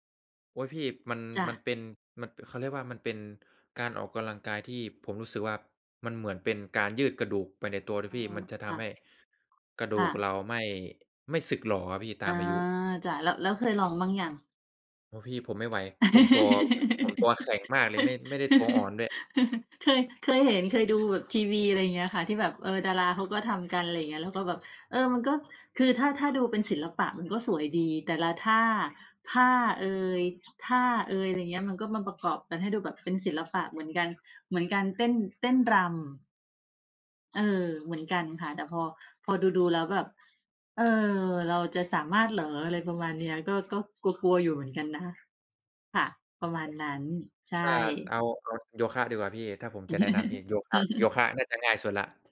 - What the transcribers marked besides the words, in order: laugh; other background noise; laugh
- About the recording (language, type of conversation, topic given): Thai, unstructured, คุณเคยมีประสบการณ์สนุก ๆ จากงานอดิเรกที่อยากเล่าให้ฟังไหม?